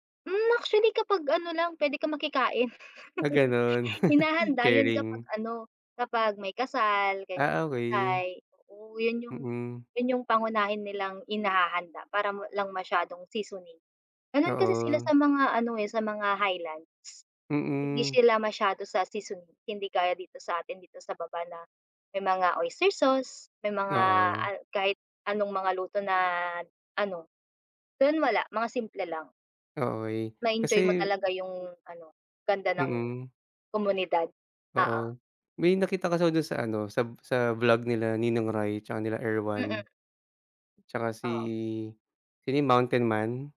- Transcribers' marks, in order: chuckle
- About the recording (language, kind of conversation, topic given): Filipino, unstructured, May napuntahan ka na bang lugar na akala mo ay hindi mo magugustuhan, pero sa huli ay nagustuhan mo rin?